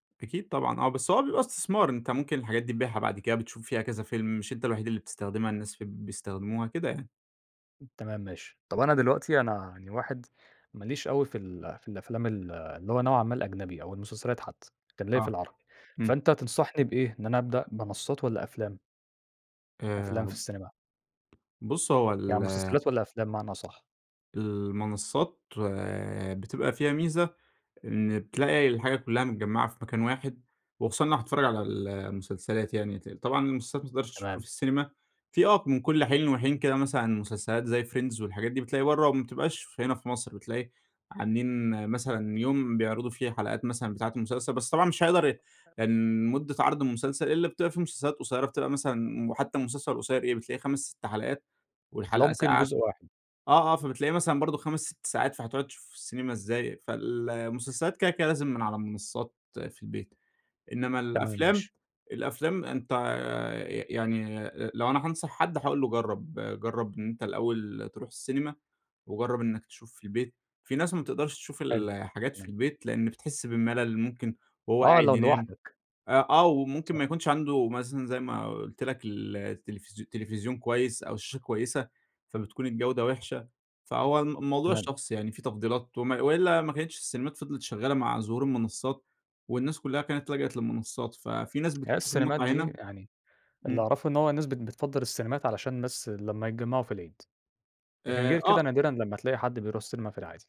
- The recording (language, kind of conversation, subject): Arabic, podcast, إيه اللي بتحبه أكتر: تروح السينما ولا تتفرّج أونلاين في البيت؟ وليه؟
- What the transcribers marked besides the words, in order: tapping; in English: "Friends"